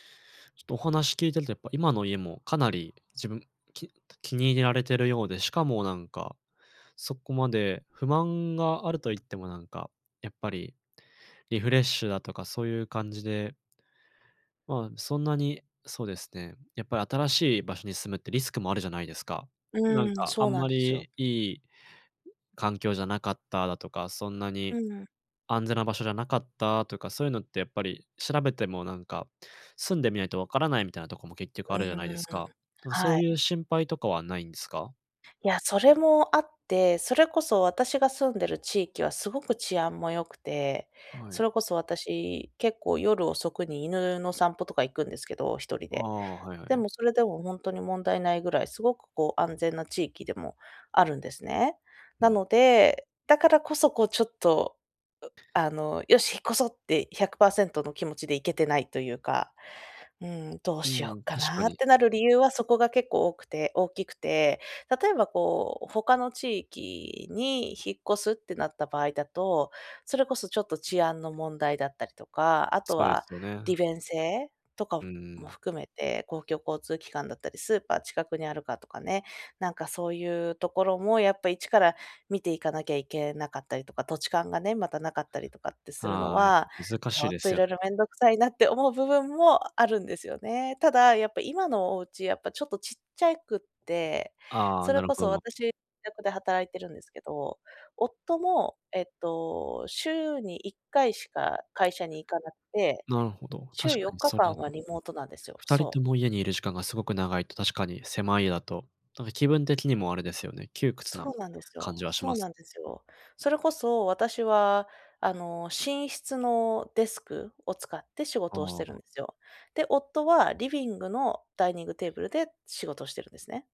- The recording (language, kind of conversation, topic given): Japanese, advice, 引っ越して生活をリセットするべきか迷っていますが、どう考えればいいですか？
- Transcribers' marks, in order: "っと" said as "ひと"